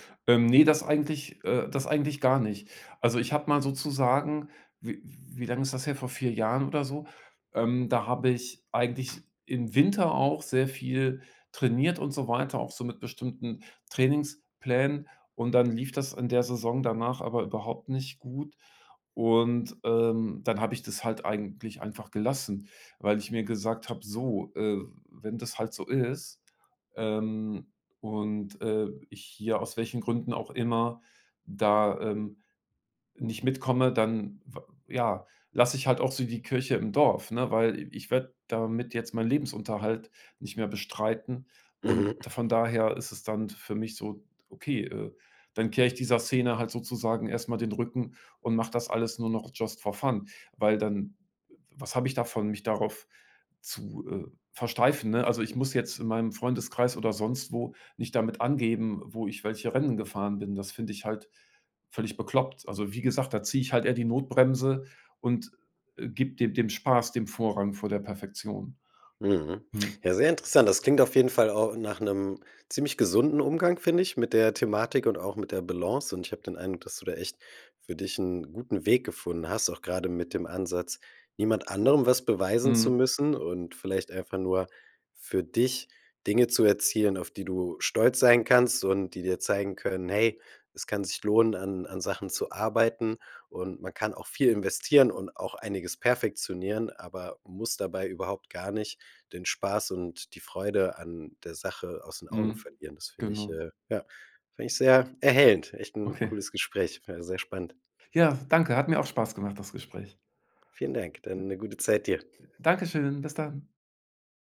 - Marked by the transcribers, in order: other background noise; in English: "just for fun"; unintelligible speech
- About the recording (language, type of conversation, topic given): German, podcast, Wie findest du die Balance zwischen Perfektion und Spaß?